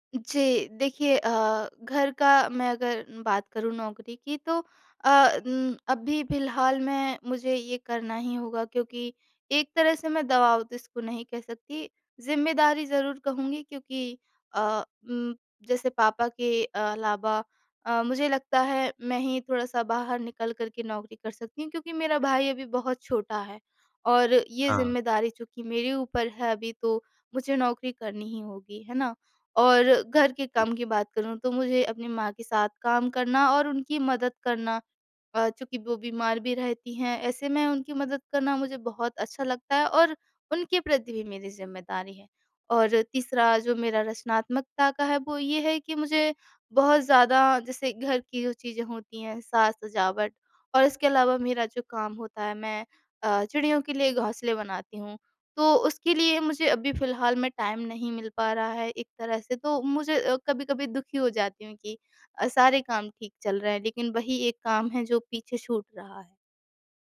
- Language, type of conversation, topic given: Hindi, advice, आप नौकरी, परिवार और रचनात्मक अभ्यास के बीच संतुलन कैसे बना सकते हैं?
- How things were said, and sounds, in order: other background noise; tapping; in English: "टाइम"